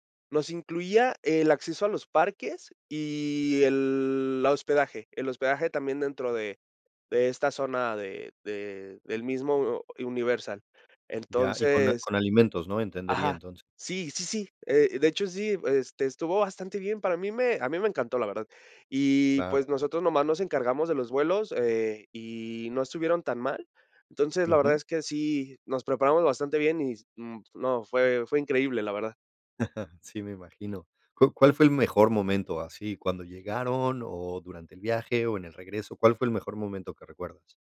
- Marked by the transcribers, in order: chuckle
- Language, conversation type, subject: Spanish, podcast, ¿Me puedes contar sobre un viaje improvisado e inolvidable?